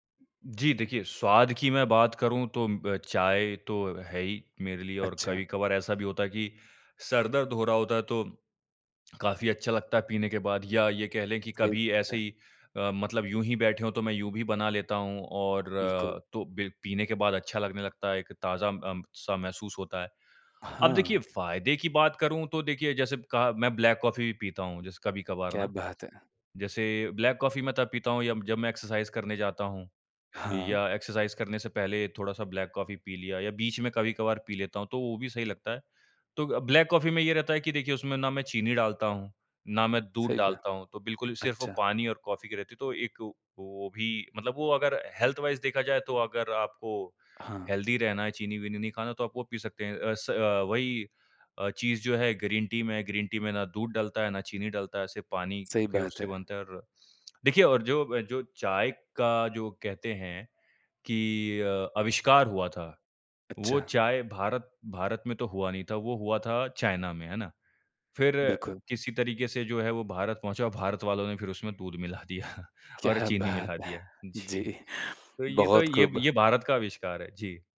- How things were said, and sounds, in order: other background noise; tapping; in English: "एक्सरसाइज़"; in English: "एक्सरसाइज़"; in English: "हेल्थ वाइज़"; in English: "हेल्दी"; laughing while speaking: "क्या बात है! जी"; laughing while speaking: "दिया"
- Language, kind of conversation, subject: Hindi, podcast, चाय या कॉफ़ी आपके ध्यान को कैसे प्रभावित करती हैं?
- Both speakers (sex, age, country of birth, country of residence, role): male, 25-29, India, India, guest; male, 25-29, India, India, host